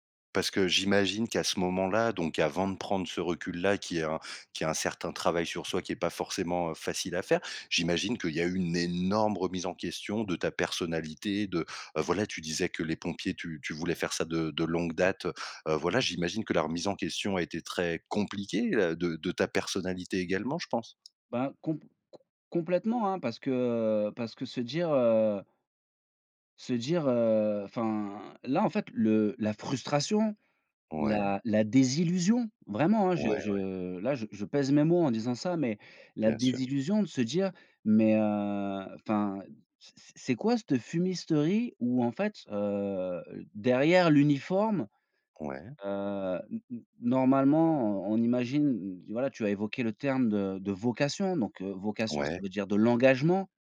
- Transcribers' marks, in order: stressed: "énorme"; tapping; stressed: "frustration"; stressed: "désillusion"
- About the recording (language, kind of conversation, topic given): French, podcast, Quand tu fais une erreur, comment gardes-tu confiance en toi ?